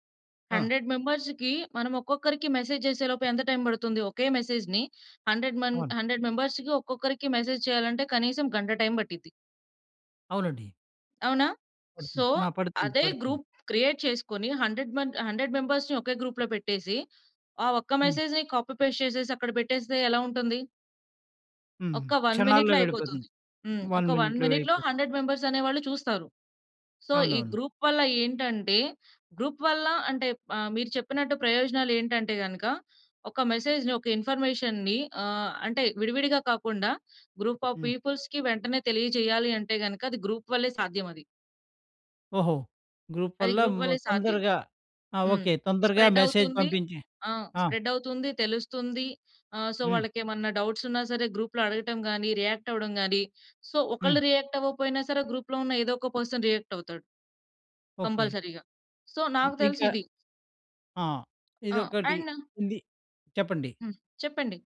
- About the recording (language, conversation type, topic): Telugu, podcast, వాట్సాప్ గ్రూప్‌లు మన సమస్యలకు ఉపశమనమా, లేక ఆందోళనకా?
- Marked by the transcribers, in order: in English: "హండ్రెడ్ మెంబర్స్‌కీ"; in English: "మెసేజ్"; in English: "టైమ్"; in English: "మెసేజ్‌ని హండ్రెడ్ మంది, హండ్రెడ్ మెంబర్స్‌కి"; in English: "మెసేజ్"; in English: "టైమ్"; in English: "సో"; in English: "గ్రూప్ క్రియేట్"; in English: "హండ్రెడ్ మంద్ హండ్రెడ్ మెంబర్స్‌ని"; in English: "గ్రూప్‌లో"; in English: "మెసేజ్‌ని కాపీ పేస్ట్"; in English: "వన్ మినిట్‌లో"; in English: "వన్ మినిట్‌లో"; in English: "వన్ మినిట్‌లో హండ్రెడ్ మెంబర్స్"; in English: "సో"; in English: "గ్రూప్"; in English: "గ్రూప్"; in English: "మెసేజ్‌ని"; in English: "ఇన్ఫర్మేషన్‌ని"; in English: "గ్రూప్ ఆఫ్ పీపుల్స్‌కి"; in English: "గ్రూప్"; in English: "గ్రూప్"; in English: "గ్రూప్"; in English: "స్ప్రెడ్"; in English: "మెసేజ్"; in English: "స్ప్రెడ్"; in English: "సో"; in English: "డౌట్స్"; in English: "గ్రూప్‌లో"; in English: "రియాక్ట్"; in English: "సో"; in English: "రియాక్ట్"; in English: "గ్రూప్‌లో"; in English: "పర్సన్ రియాక్ట్"; in English: "కంపల్సరీగా. సో"; other background noise; in English: "అండ్"